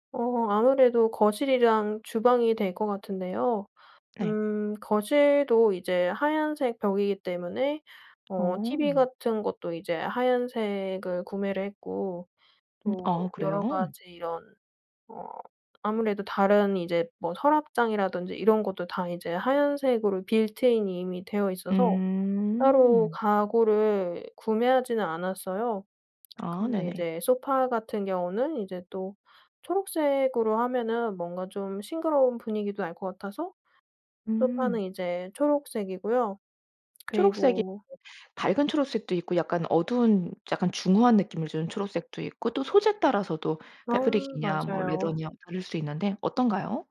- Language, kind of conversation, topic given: Korean, podcast, 집을 더 아늑하게 만들기 위해 실천하는 작은 습관이 있나요?
- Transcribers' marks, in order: tapping; other background noise